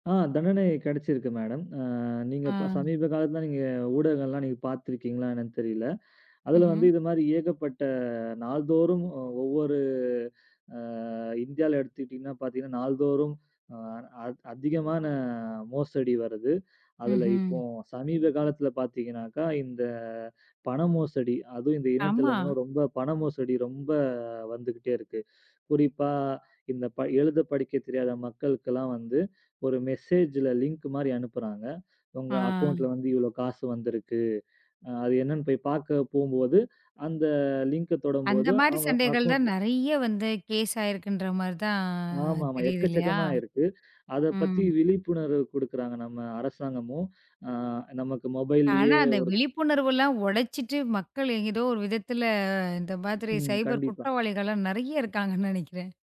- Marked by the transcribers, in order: in English: "மெசேஜ்ல லிங்க்"; in English: "அக்கௌன்ட்ல"; in English: "அக்கௌன்ட்ல"; in English: "கேஸ்"; in English: "மொபைல்லியே"; in English: "சைபர்"; laughing while speaking: "இருக்காங்கன்னு நெனைக்கிறேன்"
- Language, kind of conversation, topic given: Tamil, podcast, இணையத்தில் ஏற்படும் சண்டைகளை நீங்கள் எப்படிச் சமாளிப்பீர்கள்?